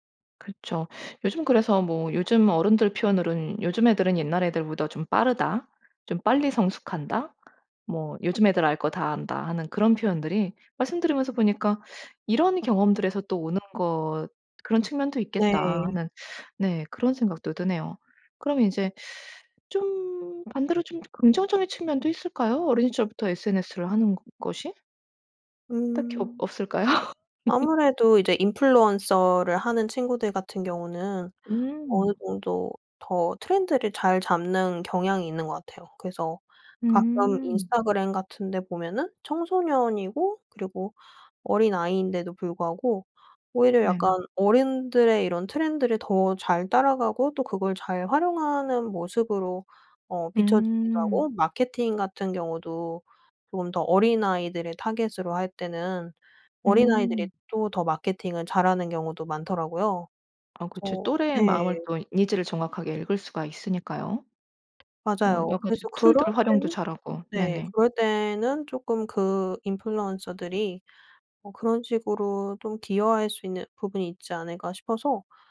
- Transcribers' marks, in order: other background noise; laughing while speaking: "없을까요?"; laugh; tapping; in English: "툴들"
- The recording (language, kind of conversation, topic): Korean, podcast, 어린 시절부터 SNS에 노출되는 것이 정체성 형성에 영향을 줄까요?